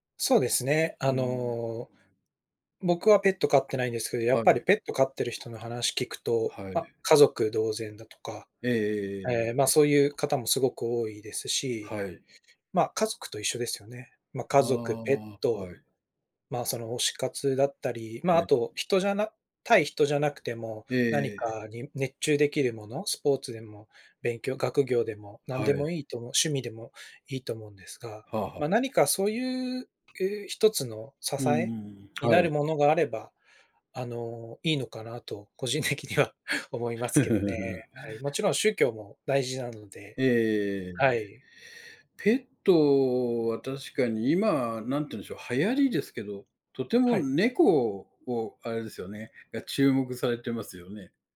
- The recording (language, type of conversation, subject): Japanese, unstructured, 宗教は日常生活にどのような影響を与えていると思いますか？
- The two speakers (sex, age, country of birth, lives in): male, 35-39, Japan, Japan; male, 60-64, Japan, Japan
- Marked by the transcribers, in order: other background noise; laughing while speaking: "個人的には思いますけどね"; chuckle